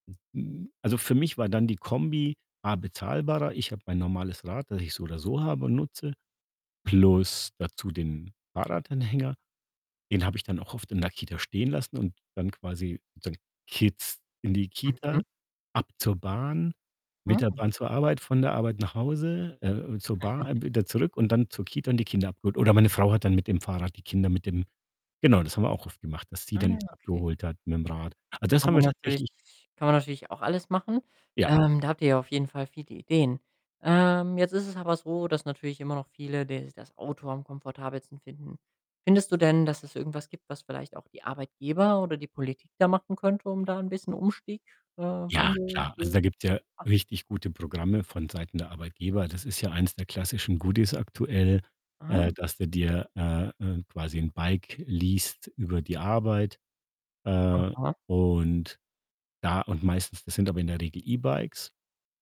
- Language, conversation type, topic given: German, podcast, Wie kannst du im Alltag Fahrrad und öffentliche Verkehrsmittel nachhaltiger nutzen?
- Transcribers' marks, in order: other background noise; distorted speech; chuckle; in English: "Goodies"